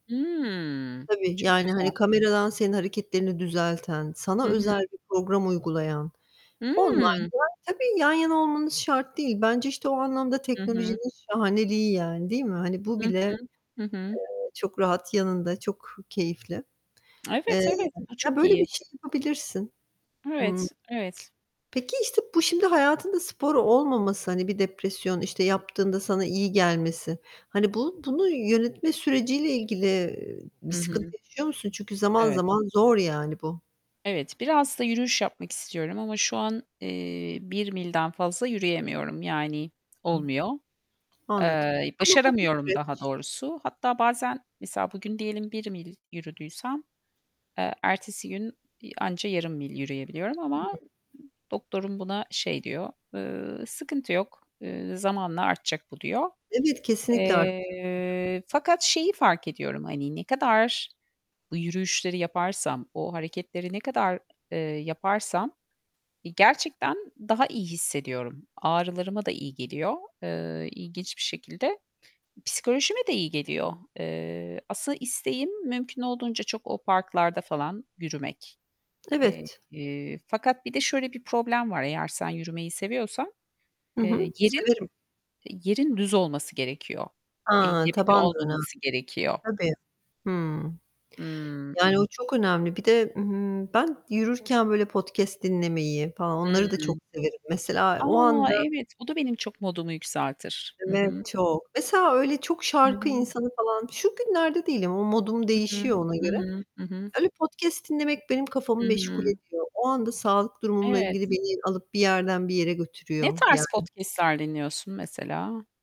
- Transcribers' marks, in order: distorted speech; static; other background noise; tapping
- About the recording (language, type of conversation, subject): Turkish, unstructured, Sağlık sorunları nedeniyle sevdiğiniz sporu yapamamak size nasıl hissettiriyor?